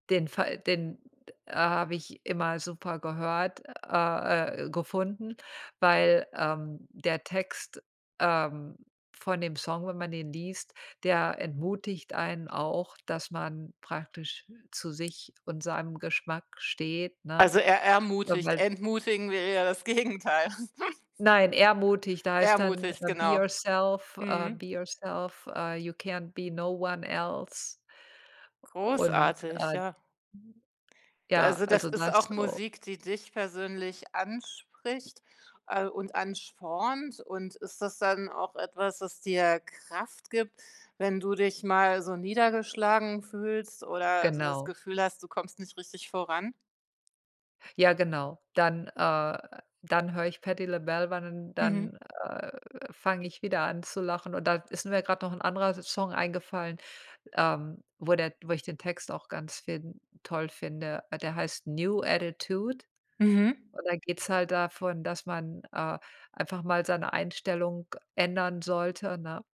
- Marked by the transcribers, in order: laughing while speaking: "Gegenteil"; chuckle; in English: "Be yourself"; other background noise; in English: "be yourself"; in English: "you can't be no one else"; unintelligible speech
- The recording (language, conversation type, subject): German, podcast, Welche Musik hörst du, wenn du ganz du selbst sein willst?